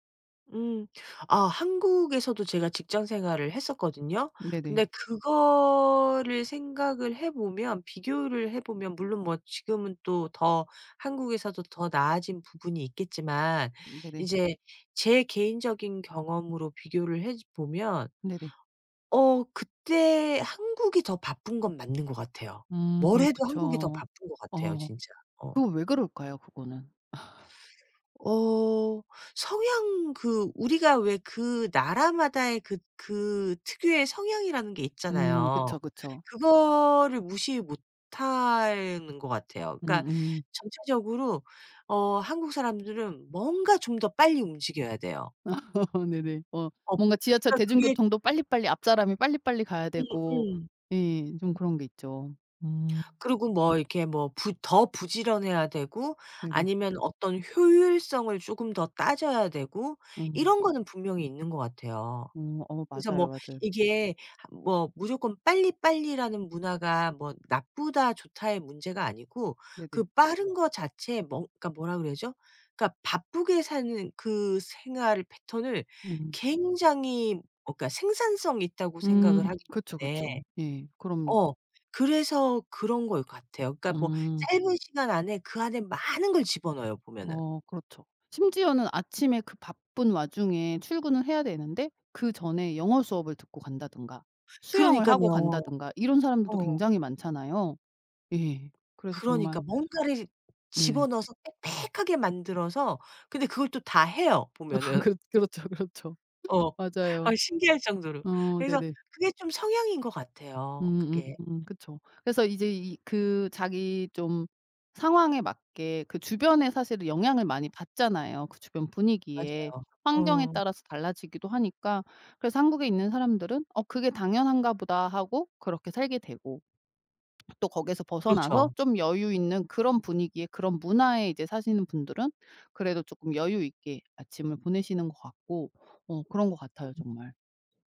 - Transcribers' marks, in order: other background noise; laugh; laugh; tapping; laughing while speaking: "아 그렇 그렇죠, 그렇죠"
- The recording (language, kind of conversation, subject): Korean, podcast, 아침에 일어나서 가장 먼저 하는 일은 무엇인가요?